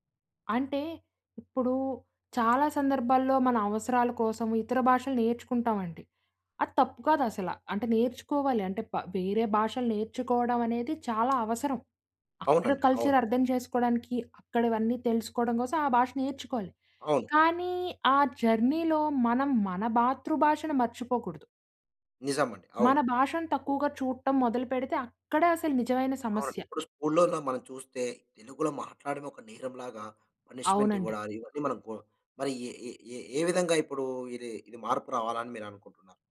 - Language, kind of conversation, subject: Telugu, podcast, మీ ప్రాంతీయ భాష మీ గుర్తింపుకు ఎంత అవసరమని మీకు అనిపిస్తుంది?
- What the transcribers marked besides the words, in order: tapping; in English: "కల్చర్"; in English: "జర్నీలో"; "స్కూల్‌లలో" said as "స్కూల్లోలో"